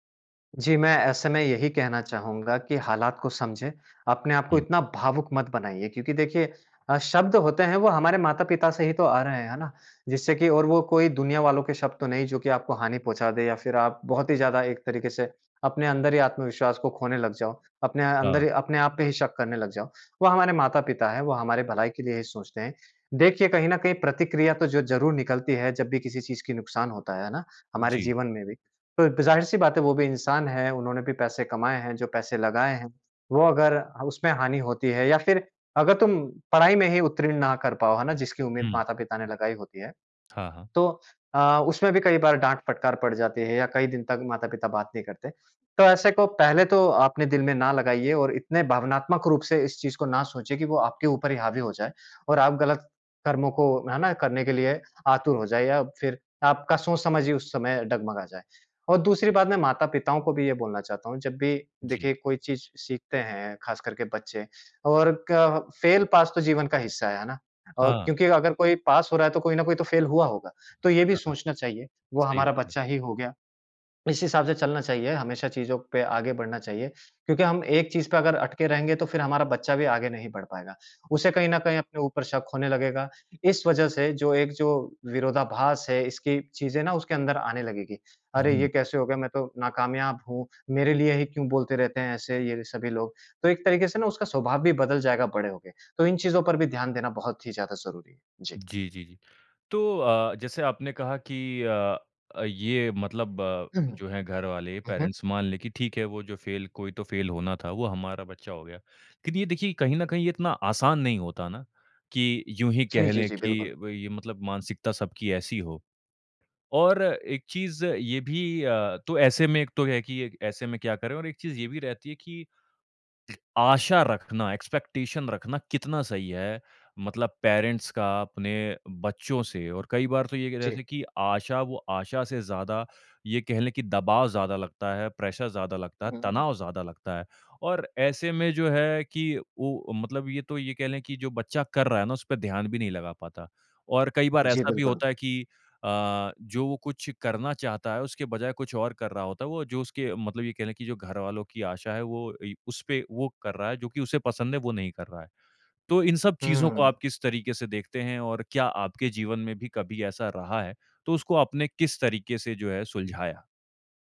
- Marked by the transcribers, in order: in English: "फेल पास"; in English: "पास"; in English: "फेल"; unintelligible speech; tapping; in English: "पेरेंट्स"; in English: "फेल"; in English: "फेल"; other noise; in English: "एक्सपेक्टेशन"; in English: "पेरेंट्स"; in English: "प्रेशर"
- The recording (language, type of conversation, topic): Hindi, podcast, तुम्हारे घरवालों ने तुम्हारी नाकामी पर कैसी प्रतिक्रिया दी थी?